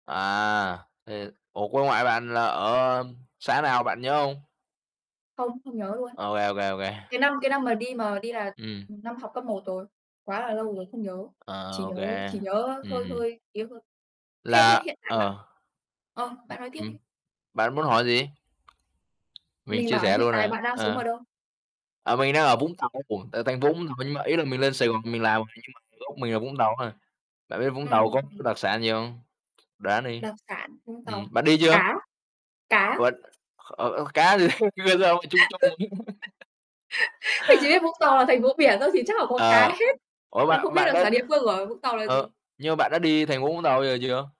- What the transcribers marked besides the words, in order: other noise; tapping; other background noise; unintelligible speech; distorted speech; unintelligible speech; unintelligible speech; unintelligible speech; unintelligible speech; laugh; unintelligible speech; laugh; laughing while speaking: "hết"
- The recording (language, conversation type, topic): Vietnamese, unstructured, Bạn thích ăn món gì nhất khi đi du lịch?